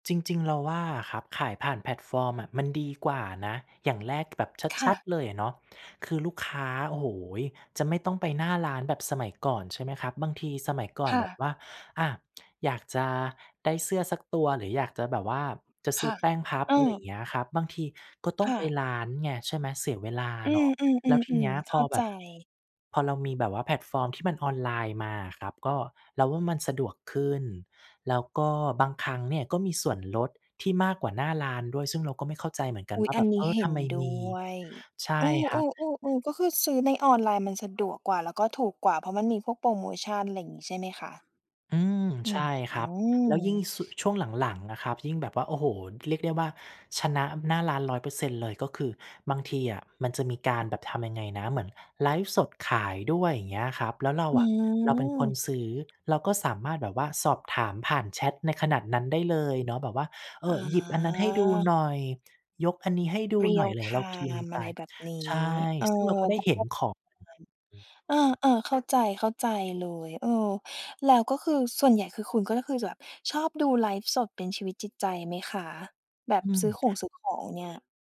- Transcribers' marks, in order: in English: "real time"; other noise
- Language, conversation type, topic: Thai, podcast, คุณคิดอย่างไรกับการขายผลงานผ่านสื่อสังคมออนไลน์?